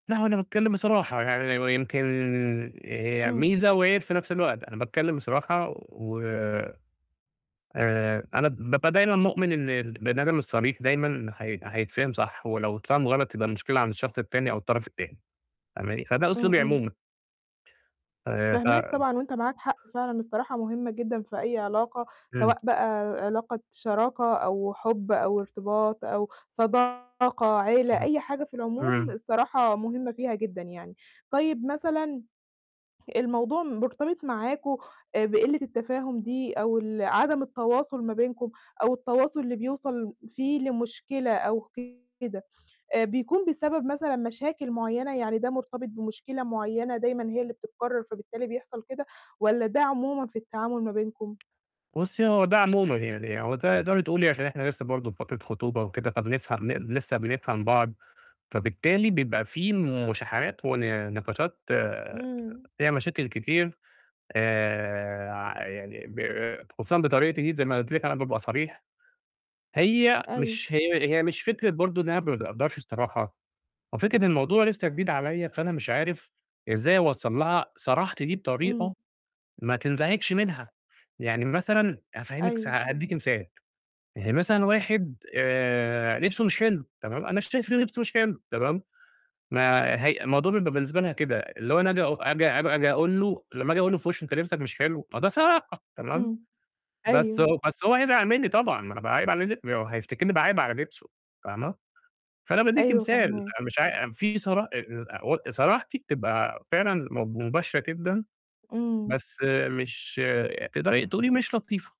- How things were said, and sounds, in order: tapping; distorted speech; unintelligible speech; other background noise
- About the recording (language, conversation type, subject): Arabic, advice, إزاي أعبّر بوضوح عن احتياجاتي من غير ما أضرّ علاقتي بالناس؟